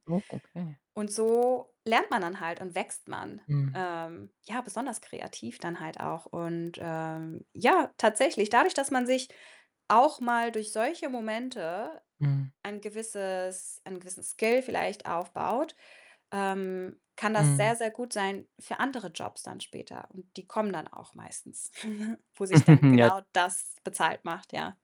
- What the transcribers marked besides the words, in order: distorted speech; chuckle; stressed: "das"
- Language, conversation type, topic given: German, podcast, Welche Rolle spielt Scheitern für dein kreatives Wachstum?